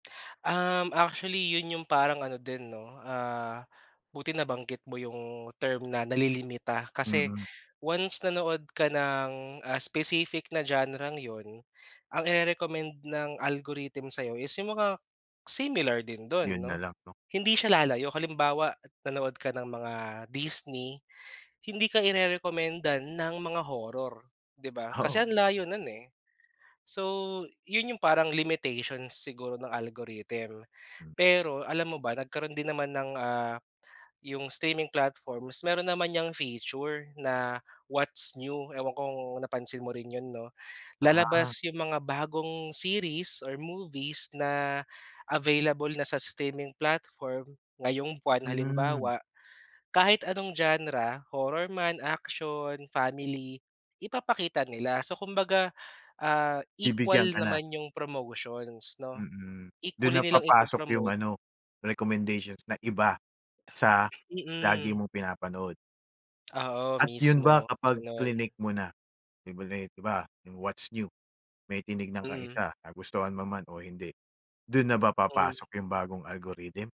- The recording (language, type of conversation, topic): Filipino, podcast, Paano nakaapekto ang mga platapormang panonood sa internet sa paraan natin ng panonood?
- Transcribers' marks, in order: in English: "algorithm"; in English: "algorithm"; in English: "streaming platforms"; in English: "streaming platform"; unintelligible speech; in English: "algorithm?"